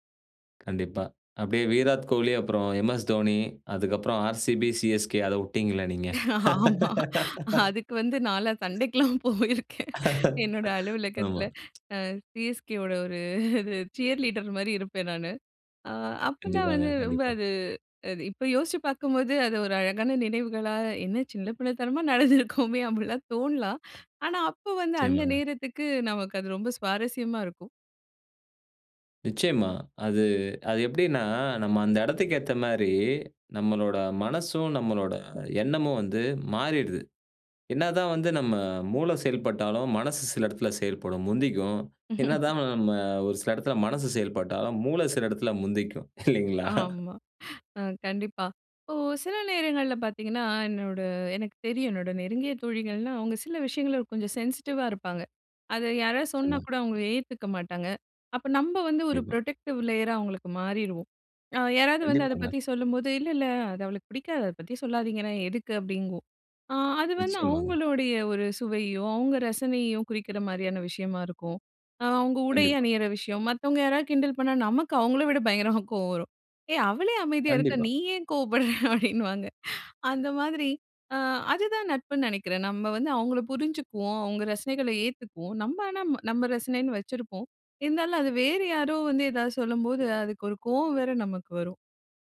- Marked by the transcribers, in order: laughing while speaking: "ஆமா. அதுக்கு வந்து நான்லான் சண்டைக்குலாம் … லீடர்மாரி இருப்பேன் நானு"; laugh; other background noise; laughing while speaking: "ஆமா"; in English: "சியர் லீடர்மாரி"; laughing while speaking: "நடந்திருக்குமே! அப்புட்லாம் தோணலாம்"; drawn out: "நம்மளோட"; chuckle; laughing while speaking: "இல்லூங்களா!"; laughing while speaking: "ஆமா. அ கண்டிப்பா"; in English: "சென்சிட்டிவா"; in English: "ப்ரொடெக்டிவ் லேயரா"; trusting: "கண்டிப்பாங்க"; laughing while speaking: "விட பயங்கரமா கோவம் வரும்"; laughing while speaking: "அப்பிடின்னுவாங்க"
- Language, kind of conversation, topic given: Tamil, podcast, நண்பர்களின் சுவை வேறிருந்தால் அதை நீங்கள் எப்படிச் சமாளிப்பீர்கள்?